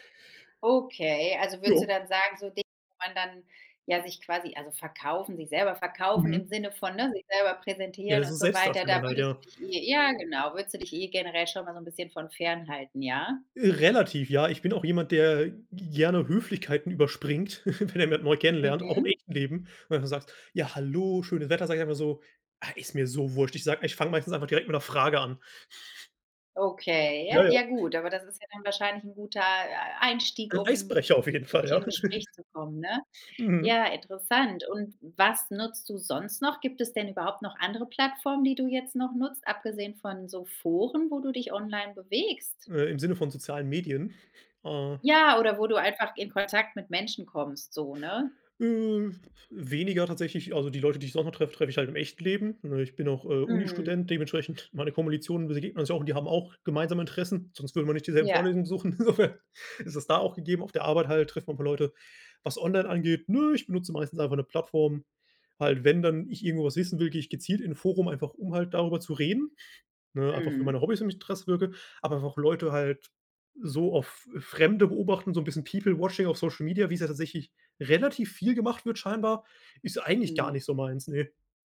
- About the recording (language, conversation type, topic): German, podcast, Was bedeutet Vertrauen, wenn man Menschen nur online kennt?
- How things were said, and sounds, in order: stressed: "Relativ"; giggle; laughing while speaking: "wenn er jemand neu kennenlernt"; put-on voice: "Ja hallo"; put-on voice: "Ah, ist mir so wurscht!"; chuckle; drawn out: "Okay"; laughing while speaking: "auf jeden Fall, ja"; giggle; other background noise; chuckle; "Kommilitonen" said as "Komolitionen"; laughing while speaking: "insofern"; drawn out: "ne"; put-on voice: "ne"; chuckle; unintelligible speech; in English: "People Watching"